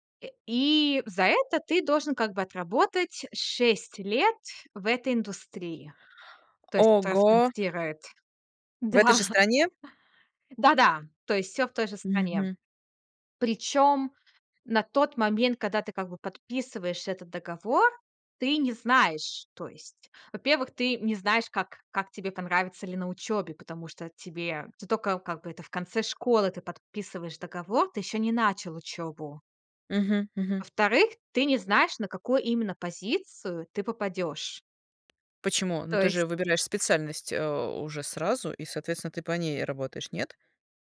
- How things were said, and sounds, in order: tapping; laughing while speaking: "Да"
- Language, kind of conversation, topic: Russian, podcast, Чему научила тебя первая серьёзная ошибка?